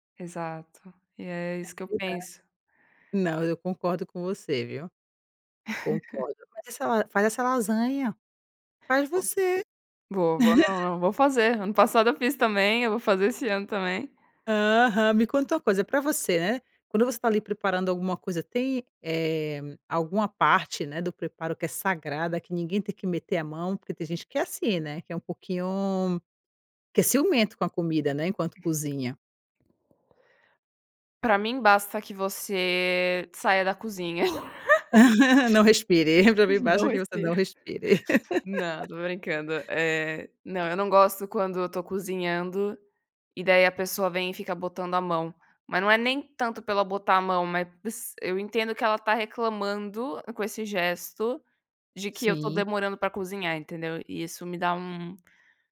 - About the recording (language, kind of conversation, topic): Portuguese, podcast, Tem alguma receita de família que virou ritual?
- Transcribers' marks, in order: laugh; laugh; tapping; laugh; laugh